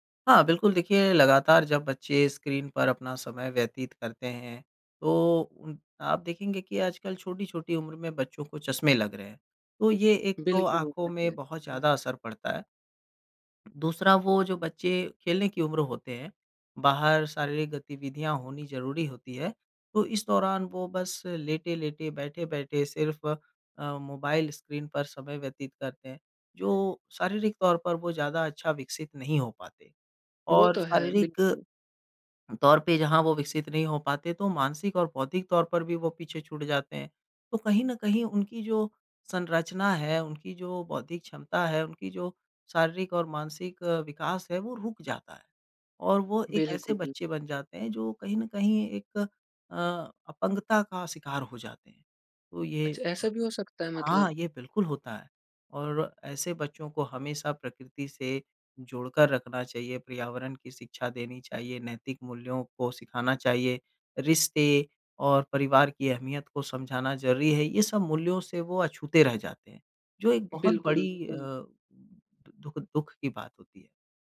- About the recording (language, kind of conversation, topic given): Hindi, podcast, बच्चों का स्क्रीन समय सीमित करने के व्यावहारिक तरीके क्या हैं?
- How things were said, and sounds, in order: in English: "एक्चुअली"; in English: "स्क्रीन"